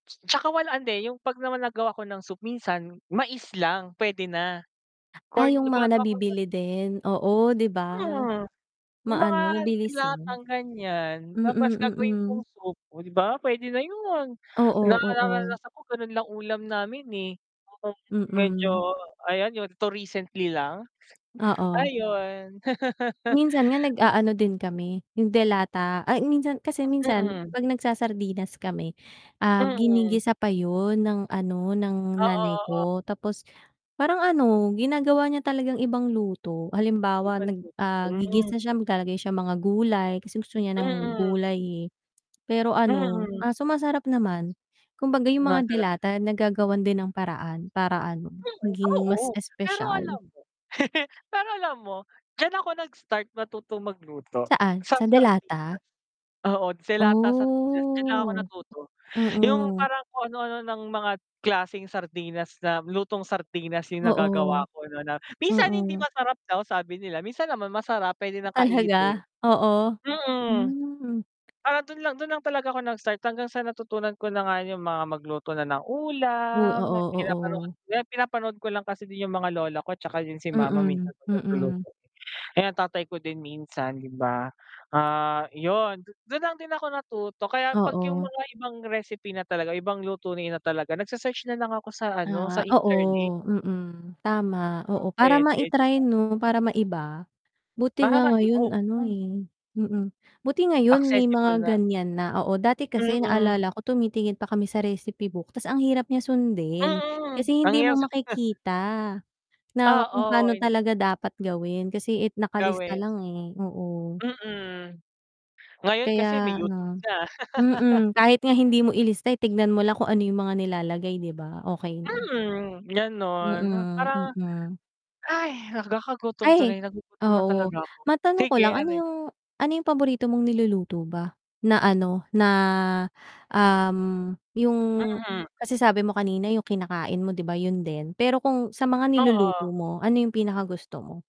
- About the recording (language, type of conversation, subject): Filipino, unstructured, Ano ang paborito mong lutuing pambahay?
- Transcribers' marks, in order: other background noise; distorted speech; tapping; mechanical hum; laugh; static; bird; chuckle; drawn out: "Oh"; scoff; wind; laugh; sigh